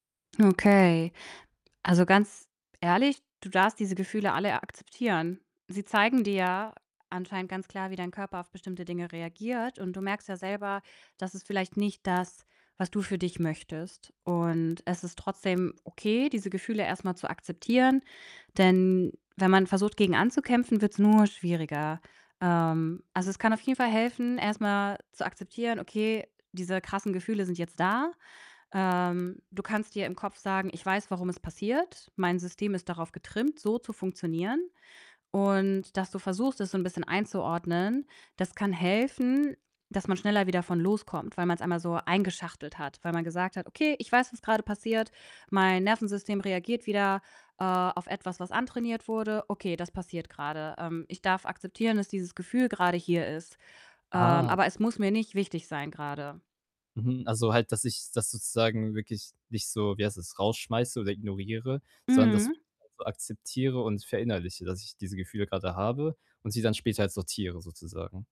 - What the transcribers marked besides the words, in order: distorted speech; unintelligible speech
- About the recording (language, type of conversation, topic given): German, advice, Wie kann ich nach einem Rückschlag wieder weitermachen?